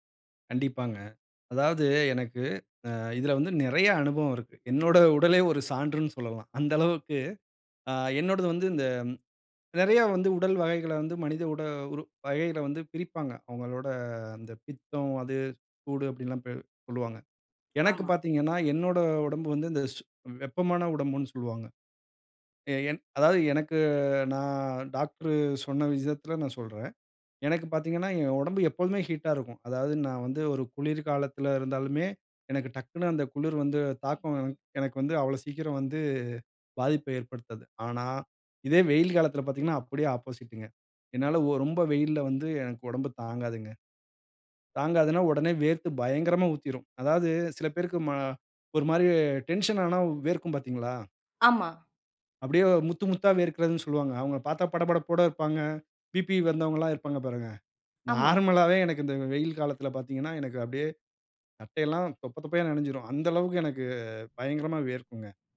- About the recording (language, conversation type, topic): Tamil, podcast, உங்கள் உடலுக்கு போதுமான அளவு நீர் கிடைக்கிறதா என்பதைக் எப்படி கவனிக்கிறீர்கள்?
- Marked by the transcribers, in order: "விஷயத்தில" said as "விஜயத்தில"; in English: "ஆப்போசிட்டுங்க"; in English: "பிபி"; in English: "நார்மலாவே"